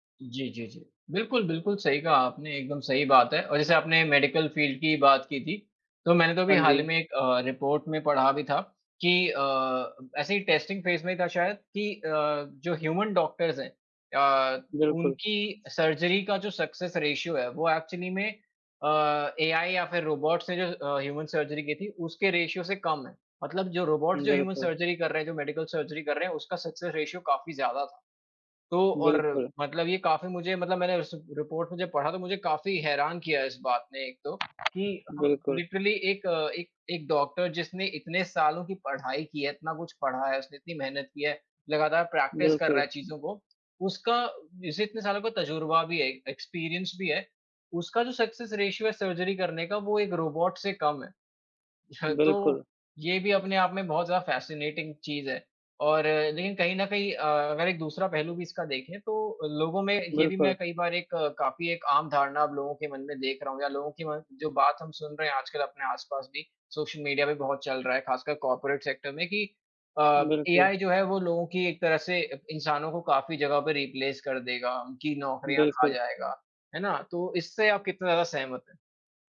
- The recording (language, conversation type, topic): Hindi, unstructured, क्या आपको लगता है कि कृत्रिम बुद्धिमत्ता मानवता के लिए खतरा है?
- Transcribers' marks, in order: in English: "मेडिकल फ़ील्ड"; in English: "टेस्टिंग फ़ेज़"; in English: "ह्यूमन डॉक्टर्स"; in English: "सर्जरी"; in English: "सक्सेस रेशियो"; in English: "एक्चुअली"; in English: "ह्यूमन सर्जरी"; in English: "रेशियो"; in English: "ह्यूमन सर्जरी"; in English: "मेडिकल सर्जरी"; in English: "सक्सेस रेशियो"; tapping; in English: "लिटरली"; in English: "प्रैक्टिस"; in English: "एक्सपीरियंस"; in English: "सक्सेस रेशियो"; in English: "सर्जरी"; chuckle; in English: "फ़ैसिनेटिंग"; in English: "कॉर्पोरेट सेक्टर"; in English: "रिप्लेस"